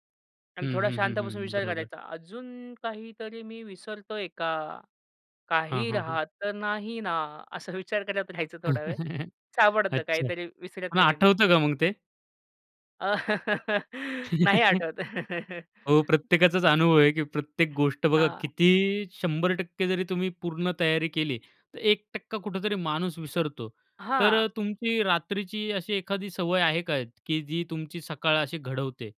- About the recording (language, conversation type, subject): Marathi, podcast, पुढच्या दिवसासाठी रात्री तुम्ही काय तयारी करता?
- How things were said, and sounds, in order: put-on voice: "अजून काहीतरी मी विसरतोय का? काही राहत तर नाही ना?"; chuckle; laugh; laughing while speaking: "नाही आठवत"; chuckle; laugh; other background noise